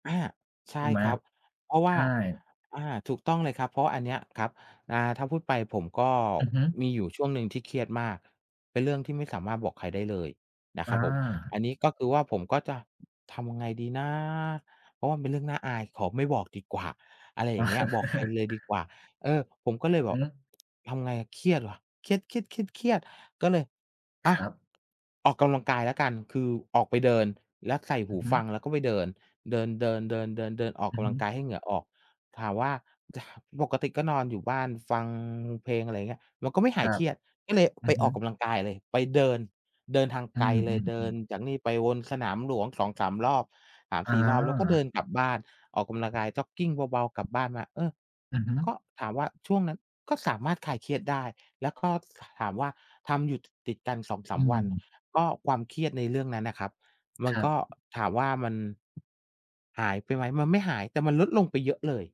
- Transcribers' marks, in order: other background noise; chuckle; laughing while speaking: "จะ"
- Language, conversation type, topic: Thai, unstructured, การออกกำลังกายช่วยลดความเครียดได้จริงไหม?